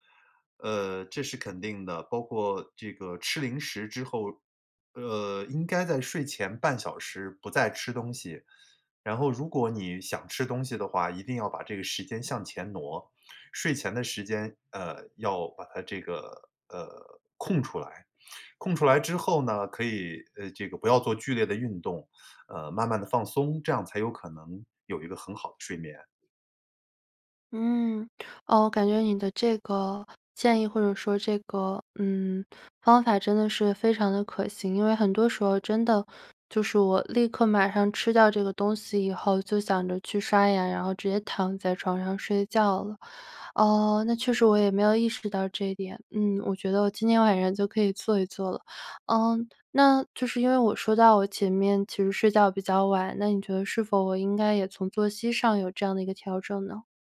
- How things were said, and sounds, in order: none
- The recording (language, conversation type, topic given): Chinese, advice, 为什么我晚上睡前总是忍不住吃零食，结果影响睡眠？